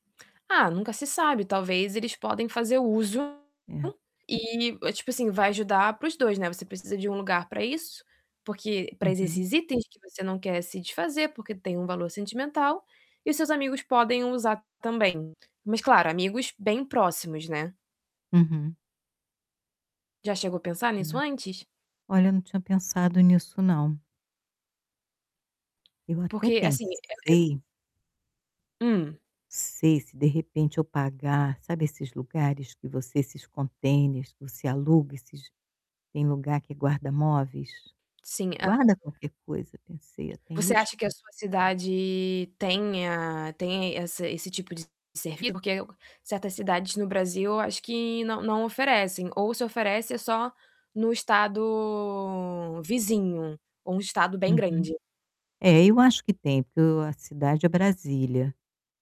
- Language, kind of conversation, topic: Portuguese, advice, Como posso simplificar minha vida e reduzir a quantidade de coisas que eu tenho?
- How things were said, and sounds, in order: static; distorted speech; tapping; unintelligible speech; unintelligible speech; drawn out: "estado"